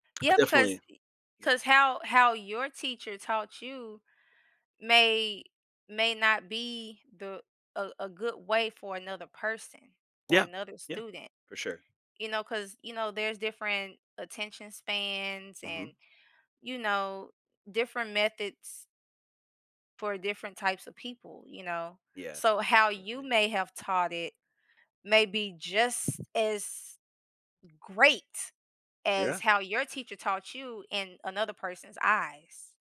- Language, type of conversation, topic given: English, unstructured, What qualities do you think make someone an effective teacher?
- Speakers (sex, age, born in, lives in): female, 35-39, United States, United States; male, 45-49, United States, United States
- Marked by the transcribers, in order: other background noise; stressed: "great"